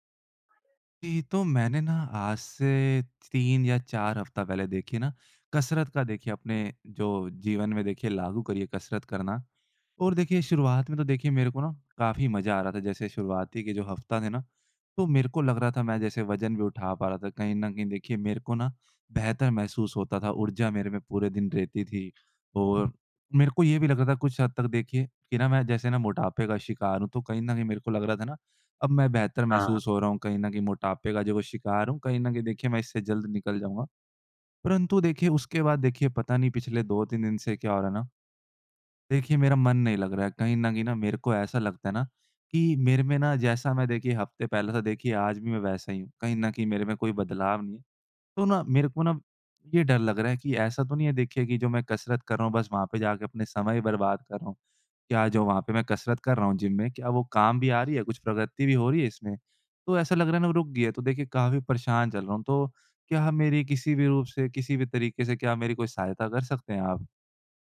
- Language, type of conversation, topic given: Hindi, advice, आपकी कसरत में प्रगति कब और कैसे रुक गई?
- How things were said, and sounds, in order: other background noise